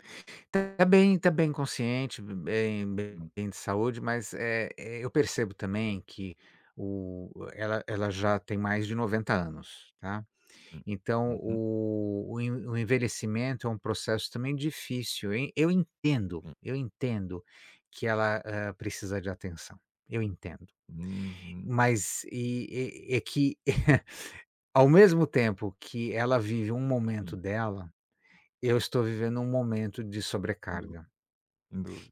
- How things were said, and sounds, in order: tapping; chuckle; unintelligible speech
- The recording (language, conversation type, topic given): Portuguese, advice, Como lidar com uma convivência difícil com os sogros ou com a família do(a) parceiro(a)?